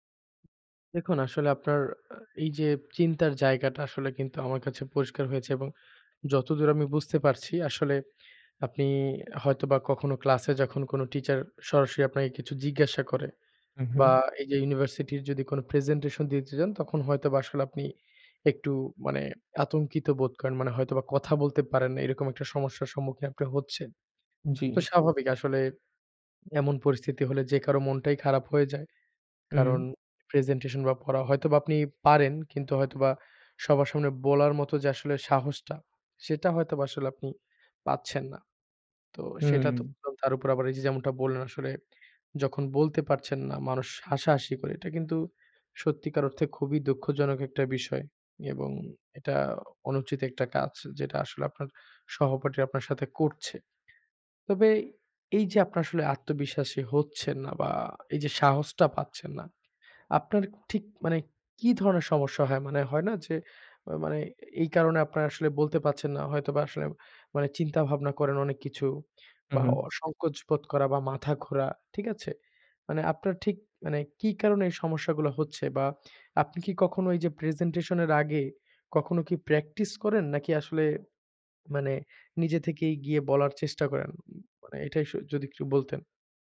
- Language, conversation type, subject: Bengali, advice, উপস্থাপনার আগে অতিরিক্ত উদ্বেগ
- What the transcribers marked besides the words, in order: none